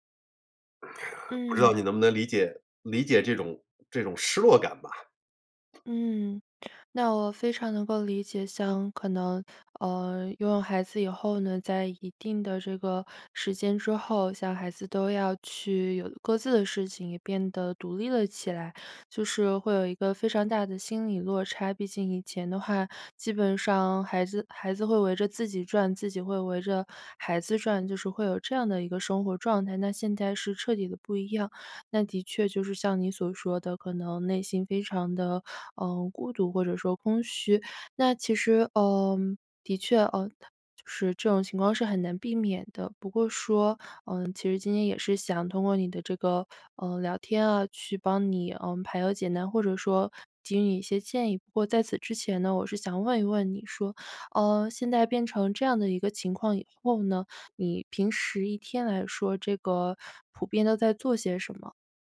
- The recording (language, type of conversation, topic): Chinese, advice, 子女离家后，空巢期的孤独感该如何面对并重建自己的生活？
- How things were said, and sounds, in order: other background noise